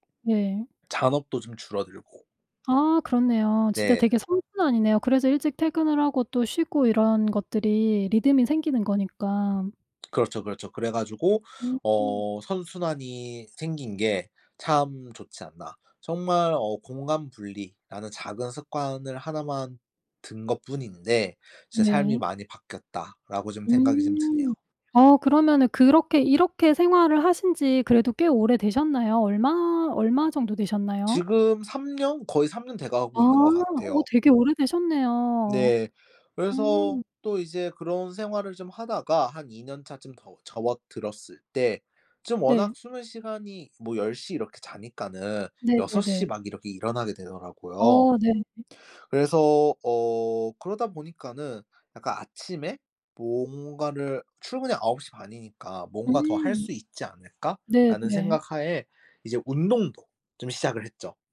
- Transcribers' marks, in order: tapping
- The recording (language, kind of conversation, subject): Korean, podcast, 작은 습관이 삶을 바꾼 적이 있나요?